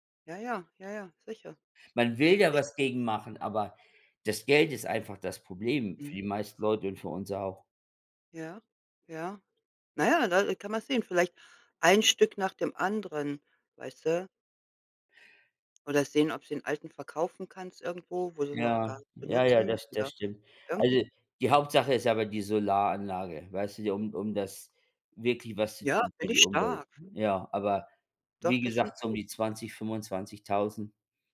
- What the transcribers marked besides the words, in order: other background noise
- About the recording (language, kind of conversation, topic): German, unstructured, Wovor hast du bei Umweltproblemen am meisten Angst?